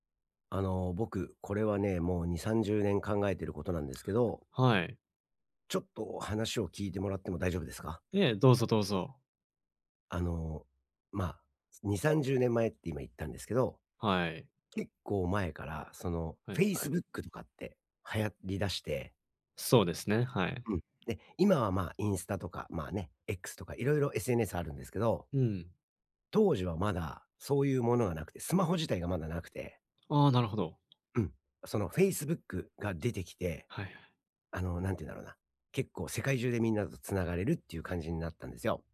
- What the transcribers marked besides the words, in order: none
- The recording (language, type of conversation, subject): Japanese, advice, 同年代と比べて焦ってしまうとき、どうすれば落ち着いて自分のペースで進めますか？